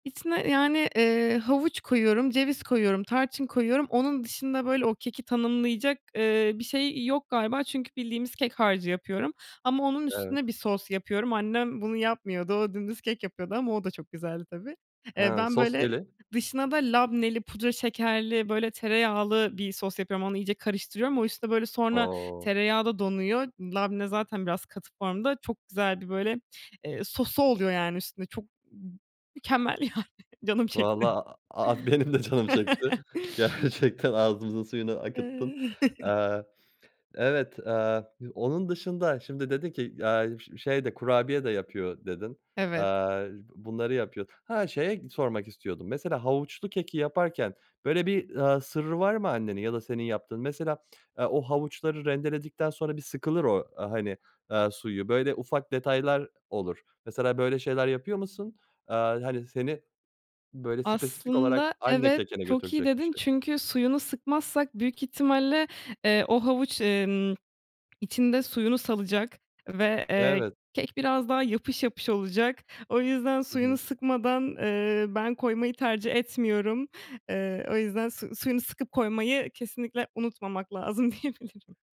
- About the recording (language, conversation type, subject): Turkish, podcast, Bir koku seni geçmişe götürdüğünde hangi yemeği hatırlıyorsun?
- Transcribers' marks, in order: laughing while speaking: "benim de canım çekti, gerçekten"; laughing while speaking: "yani, canım çekti"; chuckle; other noise; chuckle; laughing while speaking: "diyebilirim"